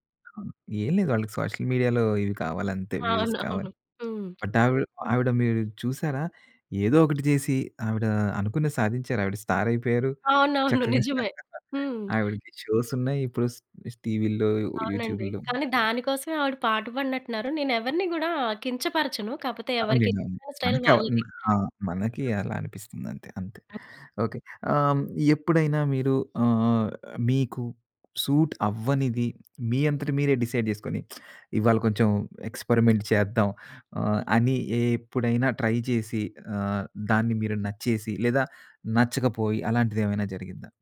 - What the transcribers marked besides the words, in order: in English: "సోషల్ మీడియాలో"; in English: "వ్యూస్"; other background noise; in English: "బట్"; in English: "స్టార్"; laugh; tapping; in English: "షోస్"; in English: "యూట్యూబ్‌ల్లో"; in English: "స్టైల్"; in English: "సూట్"; in English: "డిసైడ్"; tsk; in English: "ఎక్స్పెరిమెంట్"; in English: "ట్రై"
- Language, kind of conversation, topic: Telugu, podcast, బడ్జెట్ పరిమితుల వల్ల మీరు మీ స్టైల్‌లో ఏమైనా మార్పులు చేసుకోవాల్సి వచ్చిందా?